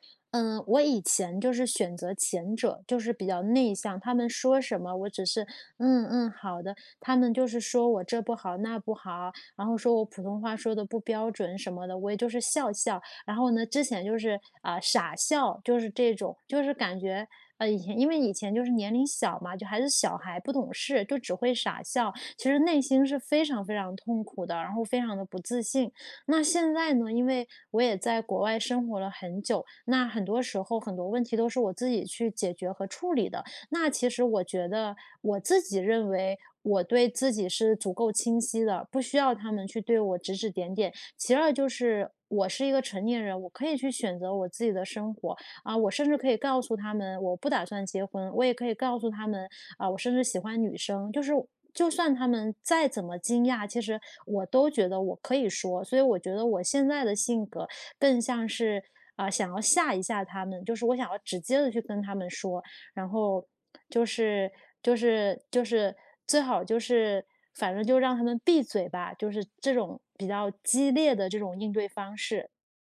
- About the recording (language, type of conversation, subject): Chinese, advice, 如何在家庭聚会中既保持和谐又守住界限？
- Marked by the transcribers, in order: none